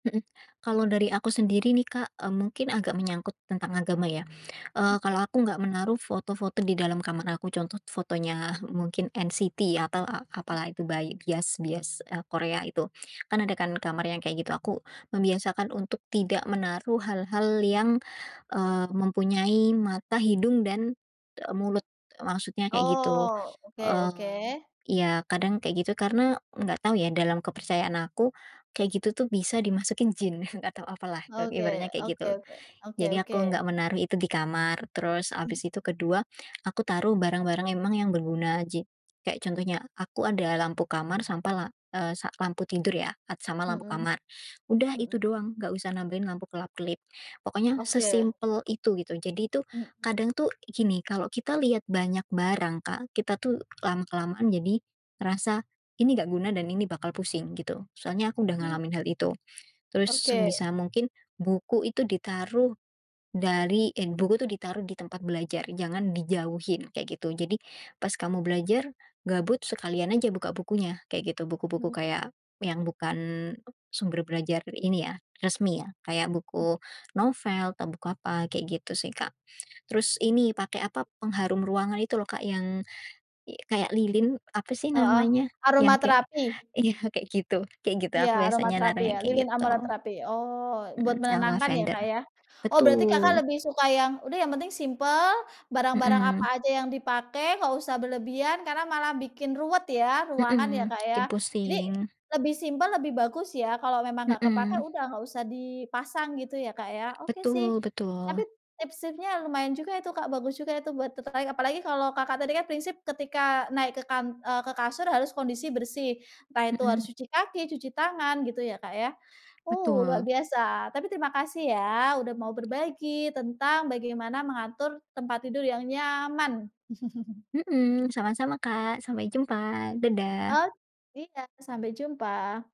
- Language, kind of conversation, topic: Indonesian, podcast, Bagaimana cara kamu membuat kamar tidur menjadi zona nyaman?
- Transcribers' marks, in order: other background noise; "contoh" said as "contot"; chuckle; chuckle; "sampai" said as "sampa"; "sebisa" said as "sembisa"; "belajar" said as "berajar"; laughing while speaking: "ya"; "aromaterapi" said as "amoraterapi"; tapping; stressed: "nyaman"; chuckle